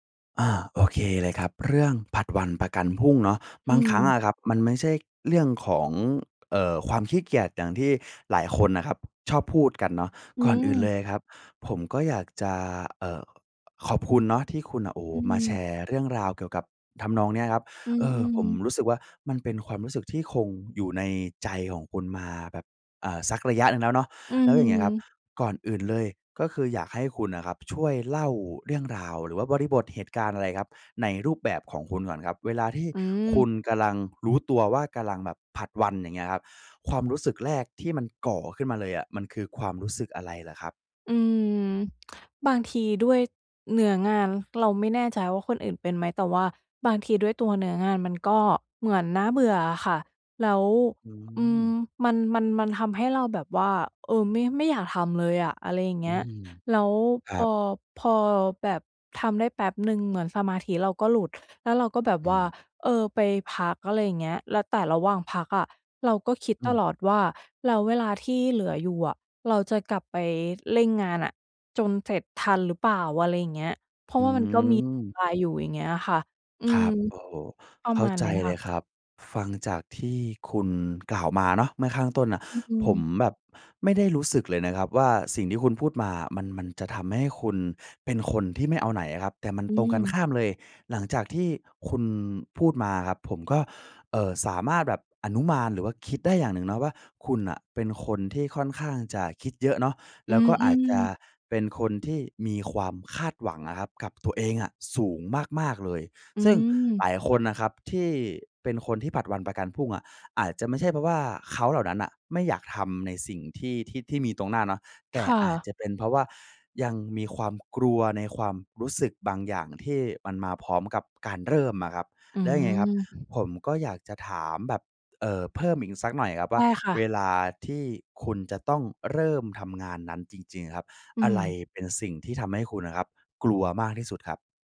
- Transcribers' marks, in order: none
- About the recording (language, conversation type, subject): Thai, advice, ฉันจะเลิกนิสัยผัดวันประกันพรุ่งและฝึกให้รับผิดชอบมากขึ้นได้อย่างไร?